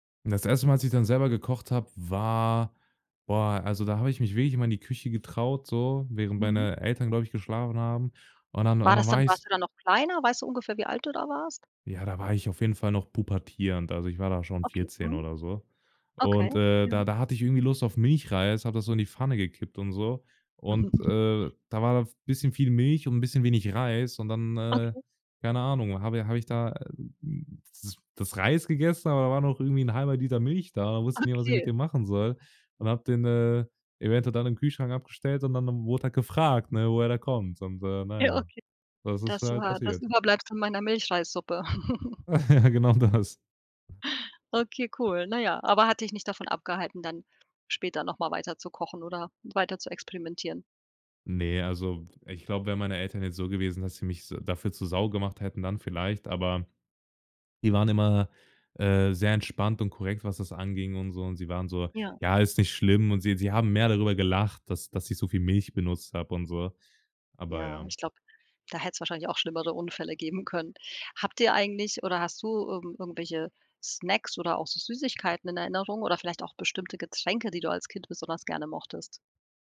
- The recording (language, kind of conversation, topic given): German, podcast, Welche essensbezogene Kindheitserinnerung prägt dich bis heute?
- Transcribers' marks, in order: other background noise; chuckle; laughing while speaking: "Ja, genau das"